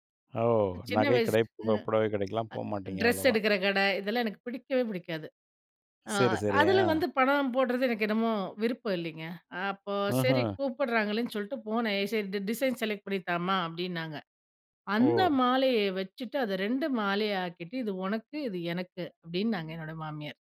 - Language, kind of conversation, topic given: Tamil, podcast, மனஅழுத்தம் வந்தபோது ஆதரவைக் கேட்க எப்படி தயார் ஆகலாம்?
- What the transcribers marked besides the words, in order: unintelligible speech; tapping; other noise; in English: "டி டிசைன் செலக்ட்"